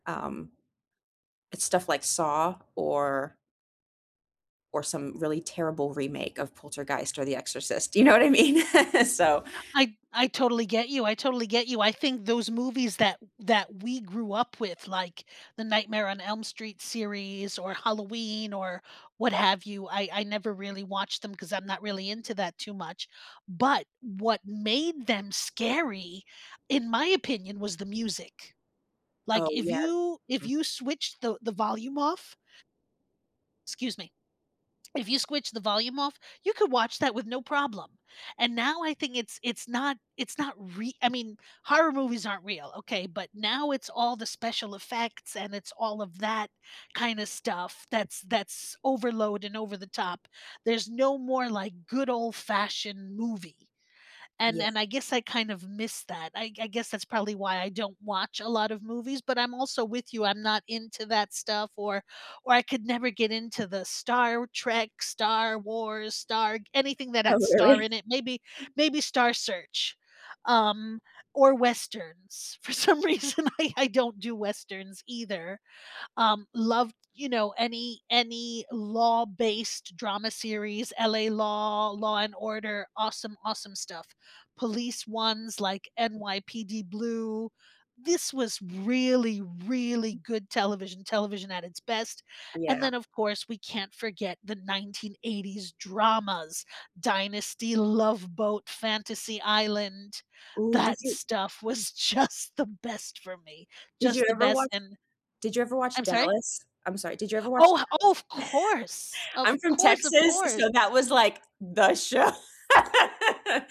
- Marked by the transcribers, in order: laughing while speaking: "Do you know what I mean?"; laugh; swallow; laughing while speaking: "Oh, really"; cough; laughing while speaking: "For some reason, I I don't do"; tapping; alarm; chuckle; laughing while speaking: "just the"; anticipating: "I'm sorry?"; laugh; laughing while speaking: "show"; laugh
- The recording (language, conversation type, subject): English, unstructured, Have you ever felt pressured to like a movie or show because everyone else did?
- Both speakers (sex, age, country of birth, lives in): female, 55-59, United States, United States; other, 40-44, United States, United States